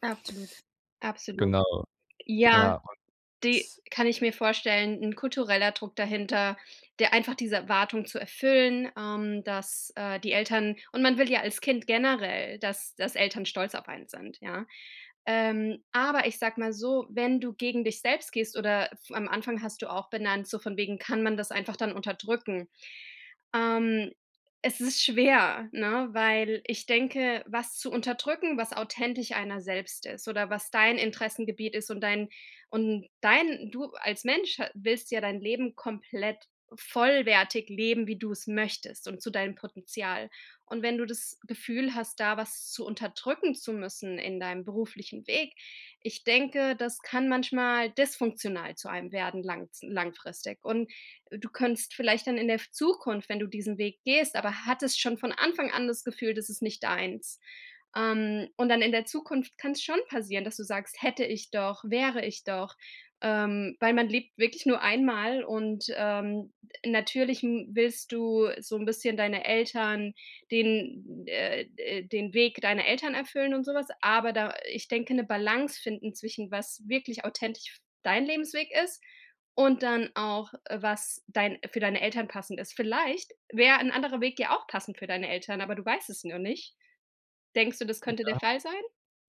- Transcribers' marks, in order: none
- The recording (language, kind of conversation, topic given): German, advice, Wie kann ich besser mit meiner ständigen Sorge vor einer ungewissen Zukunft umgehen?